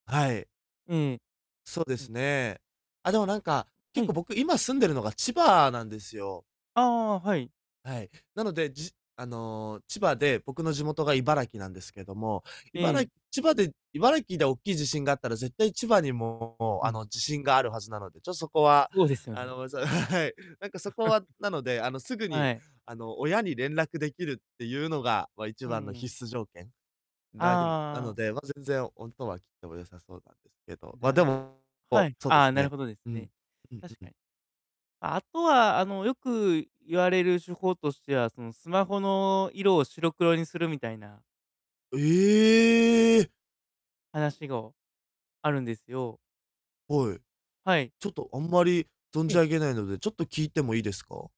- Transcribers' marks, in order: distorted speech; chuckle
- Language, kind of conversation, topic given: Japanese, advice, 短い時間でも効率よく作業できるよう、集中力を保つにはどうすればよいですか？